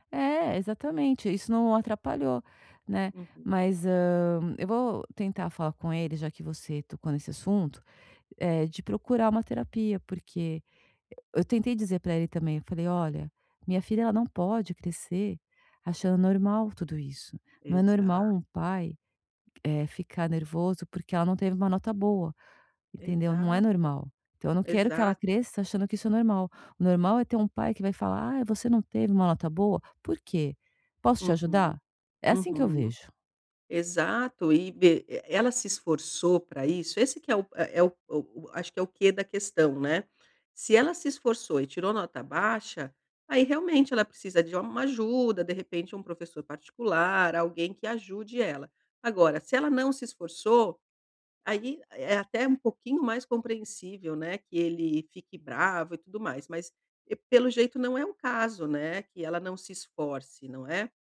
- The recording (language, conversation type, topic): Portuguese, advice, Como posso manter minhas convicções quando estou sob pressão do grupo?
- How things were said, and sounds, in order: none